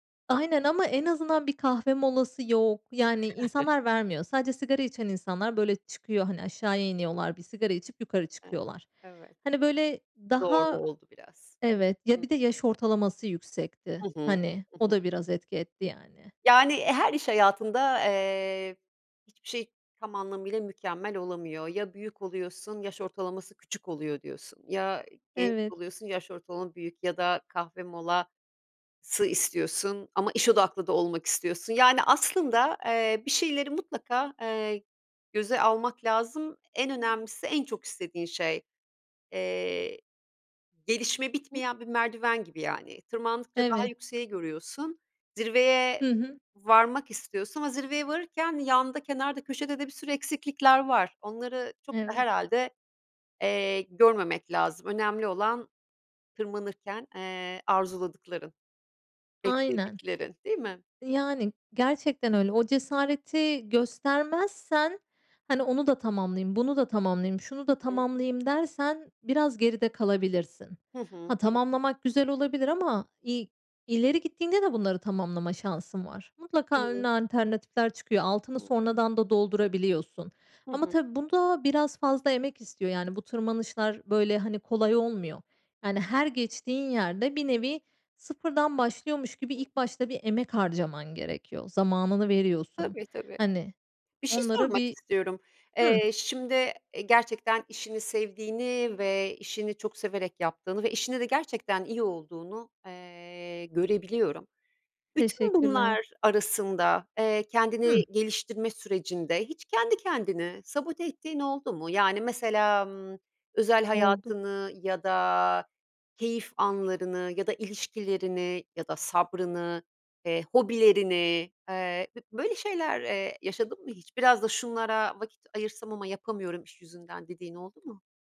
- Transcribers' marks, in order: other background noise; chuckle; unintelligible speech; unintelligible speech; unintelligible speech; unintelligible speech; tapping
- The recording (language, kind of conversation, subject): Turkish, podcast, İş değiştirmeye karar verirken seni en çok ne düşündürür?